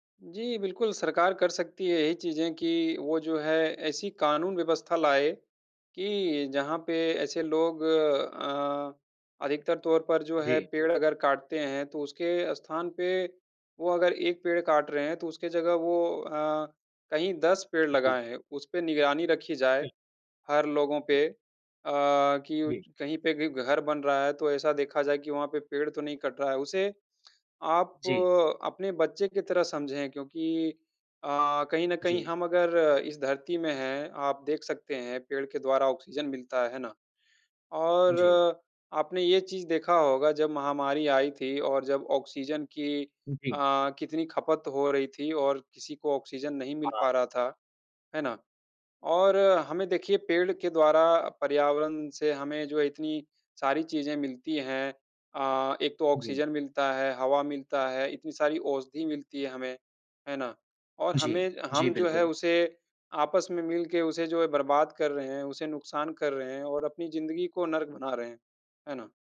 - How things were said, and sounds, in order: other noise
- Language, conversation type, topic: Hindi, unstructured, आजकल के पर्यावरण परिवर्तन के बारे में आपका क्या विचार है?